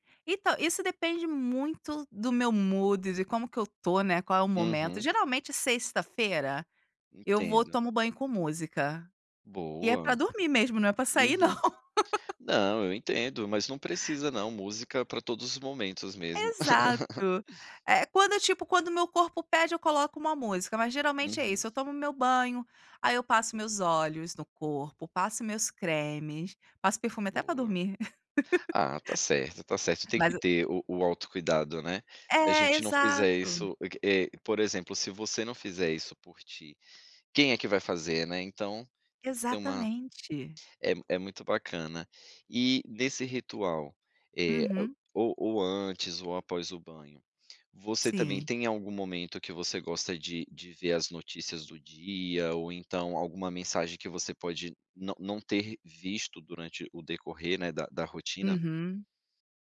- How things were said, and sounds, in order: in English: "mood"; laughing while speaking: "não"; laugh; laugh; laugh
- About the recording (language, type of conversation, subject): Portuguese, podcast, O que não pode faltar no seu ritual antes de dormir?